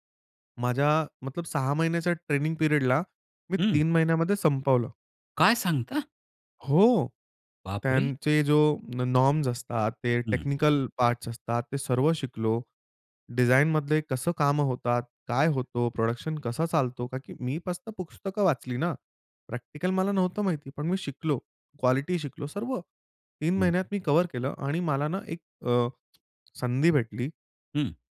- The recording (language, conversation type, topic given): Marathi, podcast, ऑफिसमध्ये विश्वास निर्माण कसा करावा?
- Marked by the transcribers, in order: in English: "ट्रेनिंग पीरियडला"; surprised: "काय सांगता?"; in English: "नॉ नॉर्म्स"; in English: "प्रोडक्शन"; tapping